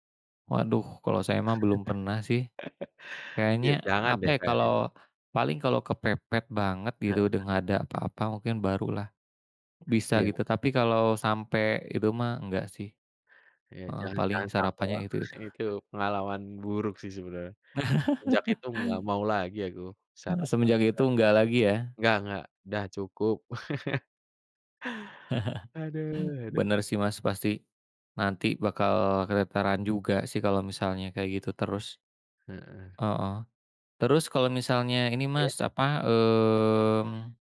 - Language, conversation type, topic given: Indonesian, unstructured, Apa sarapan andalan Anda saat terburu-buru di pagi hari?
- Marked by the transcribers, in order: chuckle; laugh; chuckle